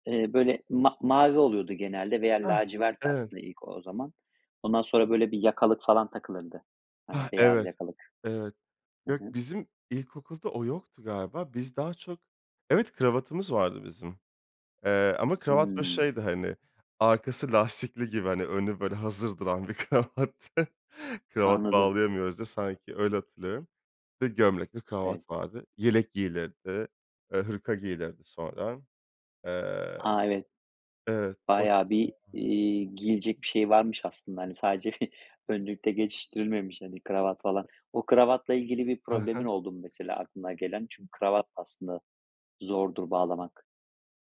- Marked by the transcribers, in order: laughing while speaking: "kravattı"; tapping; unintelligible speech; laughing while speaking: "sadece"
- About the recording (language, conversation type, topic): Turkish, podcast, Unutamadığın bir çocukluk anını paylaşır mısın?